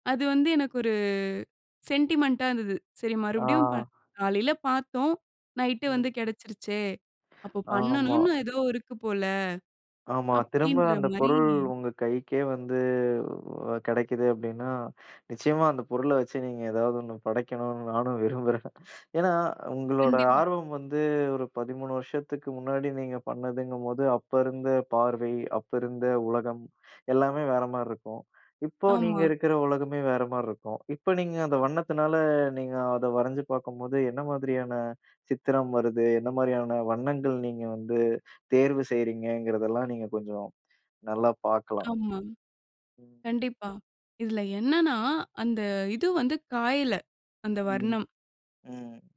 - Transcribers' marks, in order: in English: "சென்டிமென்ட்டா"; other background noise; laughing while speaking: "நானும் விரும்புறேன்"
- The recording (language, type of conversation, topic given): Tamil, podcast, ஏற்கனவே விட்டுவிட்ட உங்கள் பொழுதுபோக்கை மீண்டும் எப்படி தொடங்குவீர்கள்?